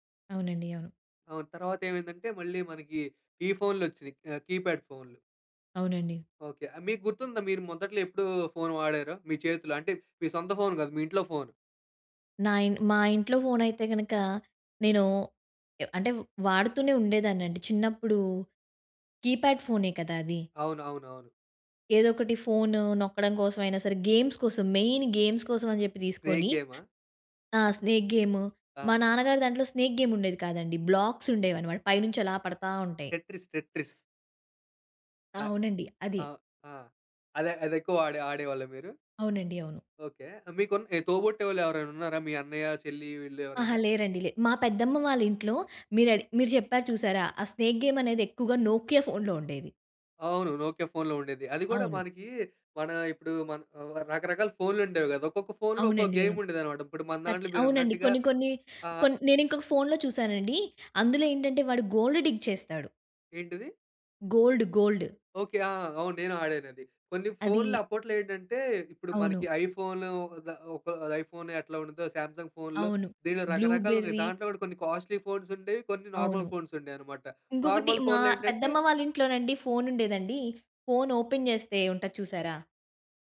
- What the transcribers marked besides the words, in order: in English: "కీప్యాడ్ ఫోన్‌లు"; in English: "కీప్యాడ్"; in English: "గేమ్స్"; in English: "మెయిన్ గేమ్స్"; in English: "స్నేక్"; in English: "స్నేక్"; in English: "స్నేక్"; in English: "టెట్రిస్, టెట్రిస్"; in English: "స్నేక్"; in English: "నోకియా"; in English: "నోకియా"; in English: "టచ్"; in English: "గోల్డ్ డిగ్"; in English: "గోల్డ్, గోల్డ్"; in English: "ఐఫోన్"; in English: "శాంసంగ్"; in English: "బ్లూ బెర్రీ"; in English: "కాస్ట్లీ"; in English: "నార్మల్"; in English: "నార్మల్"; in English: "ఓపెన్"
- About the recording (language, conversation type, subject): Telugu, podcast, పిల్లల ఫోన్ వినియోగ సమయాన్ని పర్యవేక్షించాలా వద్దా అనే విషయంలో మీరు ఎలా నిర్ణయం తీసుకుంటారు?